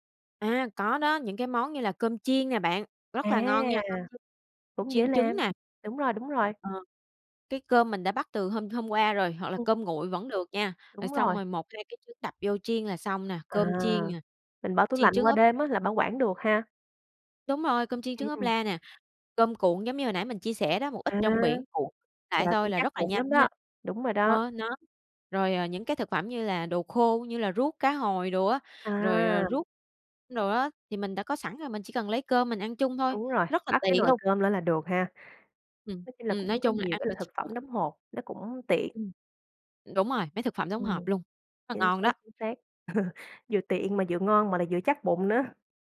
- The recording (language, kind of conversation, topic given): Vietnamese, podcast, Bạn thường ăn sáng như thế nào vào những buổi sáng bận rộn?
- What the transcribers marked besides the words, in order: tapping; other background noise; unintelligible speech; other noise; laugh